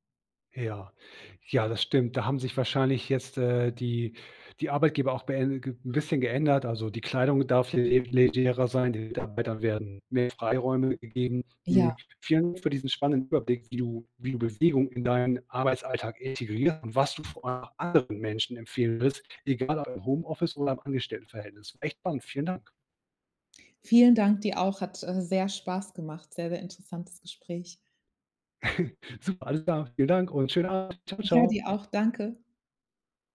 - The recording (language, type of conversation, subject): German, podcast, Wie integrierst du Bewegung in einen vollen Arbeitstag?
- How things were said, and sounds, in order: chuckle